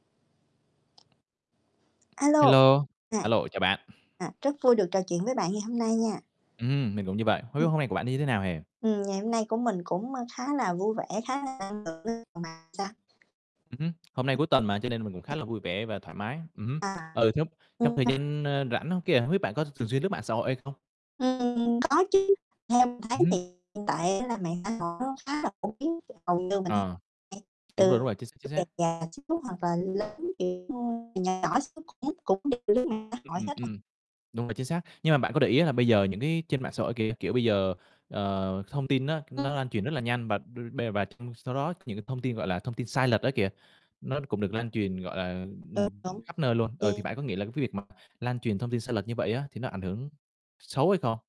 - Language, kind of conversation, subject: Vietnamese, unstructured, Việc lan truyền thông tin sai lệch ảnh hưởng đến xã hội như thế nào?
- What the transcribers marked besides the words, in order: tapping; other background noise; static; distorted speech; unintelligible speech; unintelligible speech; unintelligible speech; unintelligible speech; unintelligible speech; unintelligible speech; unintelligible speech; unintelligible speech; unintelligible speech; unintelligible speech